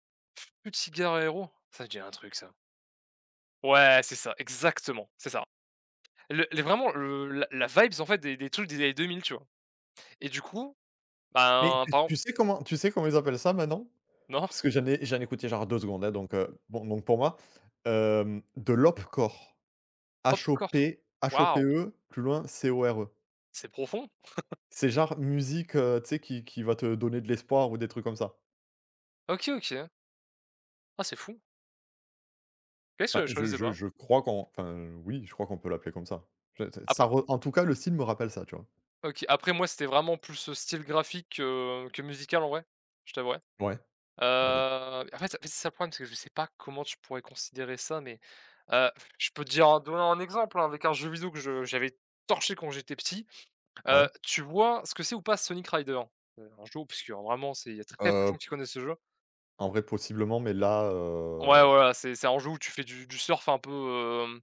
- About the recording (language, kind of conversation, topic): French, unstructured, Comment la musique peut-elle changer ton humeur ?
- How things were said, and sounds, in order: in English: "vibes"; chuckle; stressed: "torché"